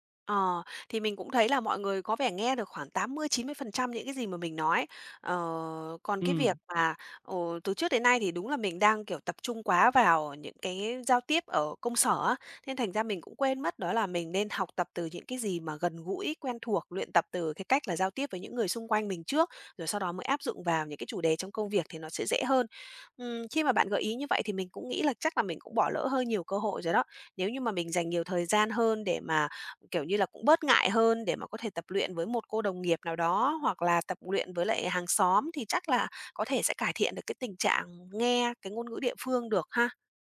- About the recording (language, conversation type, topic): Vietnamese, advice, Bạn đã từng cảm thấy tự ti thế nào khi rào cản ngôn ngữ cản trở việc giao tiếp hằng ngày?
- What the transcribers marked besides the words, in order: tapping